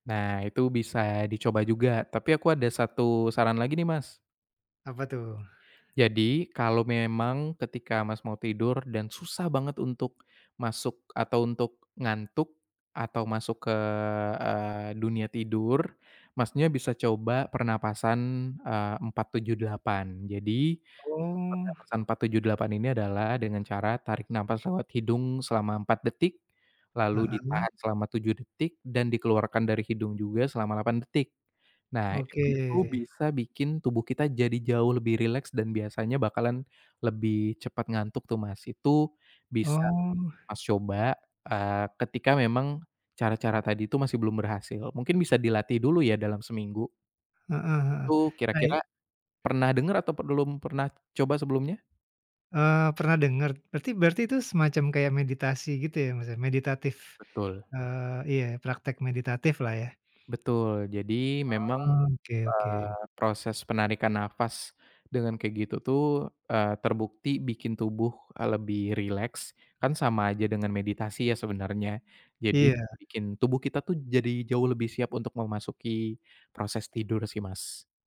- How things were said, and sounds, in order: tapping
- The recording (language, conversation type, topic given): Indonesian, advice, Bagaimana kebiasaan menatap layar di malam hari membuatmu sulit menenangkan pikiran dan cepat tertidur?